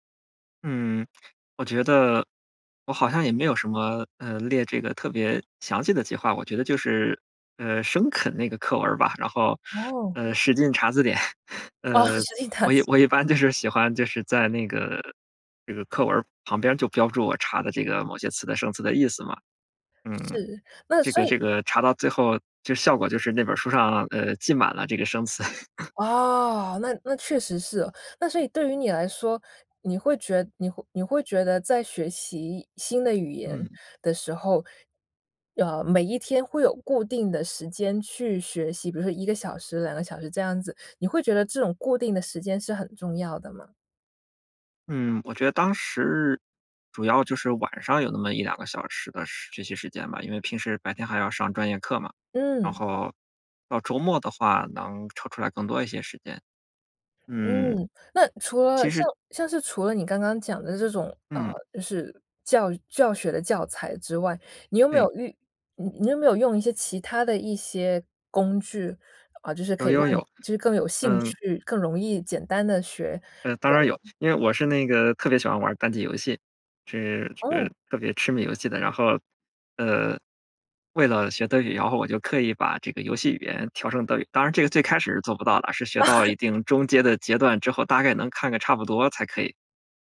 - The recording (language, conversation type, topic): Chinese, podcast, 你能跟我们讲讲你的学习之路吗？
- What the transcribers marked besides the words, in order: chuckle; laughing while speaking: "哦， 词"; unintelligible speech; laugh; unintelligible speech; laugh